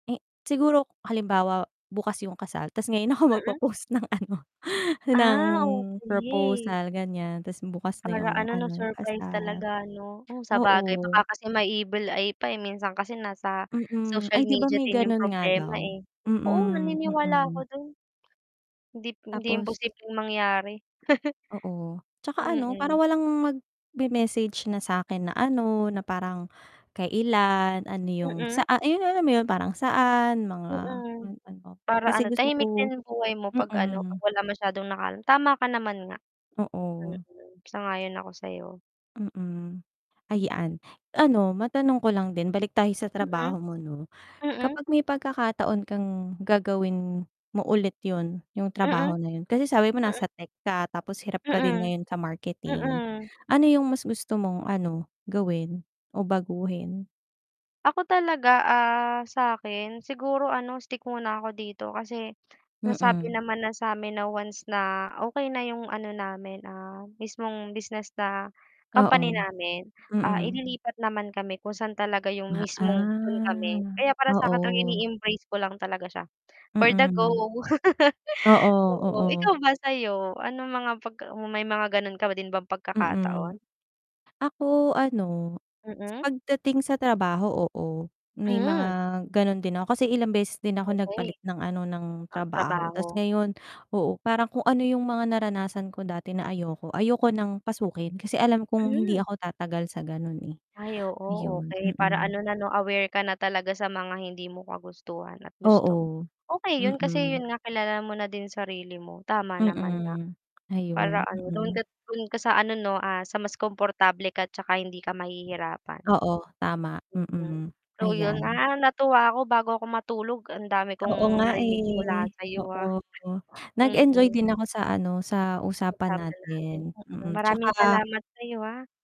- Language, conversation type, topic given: Filipino, unstructured, Ano ang pinakamasayang karanasan mo noong nakaraang taon?
- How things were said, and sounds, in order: static; laughing while speaking: "ngayon ako magpo-post ng ano"; tapping; in English: "evil eye"; distorted speech; chuckle; chuckle